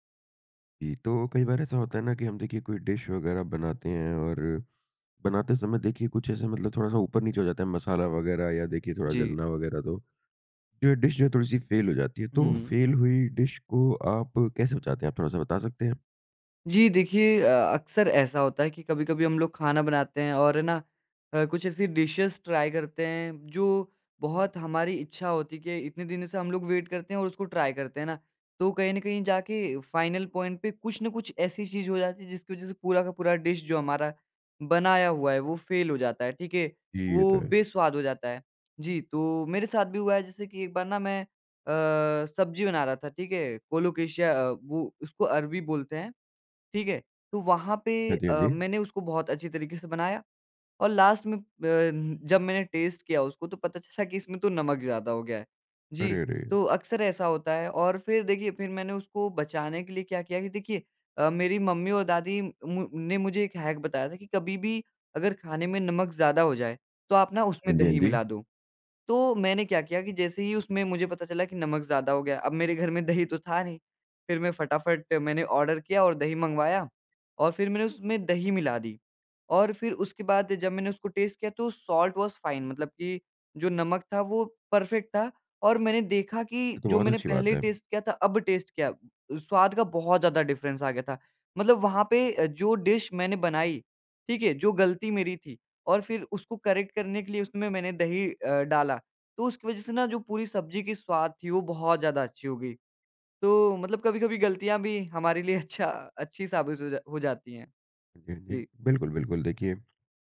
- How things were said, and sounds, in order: in English: "डिश"; in English: "डिश"; in English: "डिश"; in English: "डिशेज़ ट्राई"; in English: "वेट"; in English: "ट्राई"; in English: "फाइनल पॉइंट"; in English: "डिश"; in English: "कोलोकेशिया"; in English: "लास्ट"; in English: "टेस्ट"; in English: "हैक"; in English: "टेस्ट"; in English: "साल्ट वाज फाइन"; in English: "परफेक्ट"; in English: "टेस्ट"; in English: "टेस्ट"; in English: "डिफरेंस"; in English: "डिश"; in English: "करेक्ट"; other noise
- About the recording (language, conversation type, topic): Hindi, podcast, खराब हो गई रेसिपी को आप कैसे सँवारते हैं?